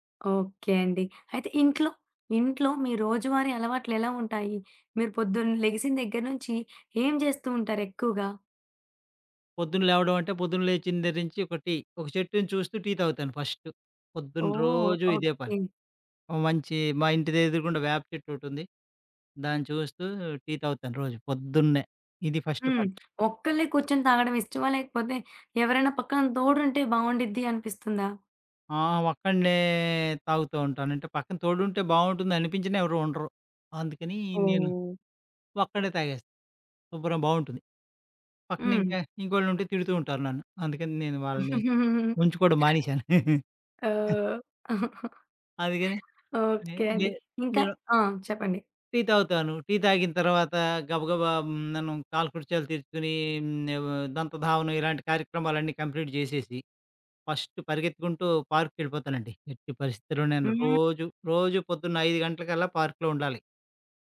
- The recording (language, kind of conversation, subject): Telugu, podcast, రోజువారీ పనిలో ఆనందం పొందేందుకు మీరు ఏ చిన్న అలవాట్లు ఎంచుకుంటారు?
- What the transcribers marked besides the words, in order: tapping; giggle; chuckle; in English: "కంప్లీట్"; in English: "ఫస్ట్"; in English: "పార్క్‌కెళ్ళిపోతానండి"; in English: "పార్క్‌లో"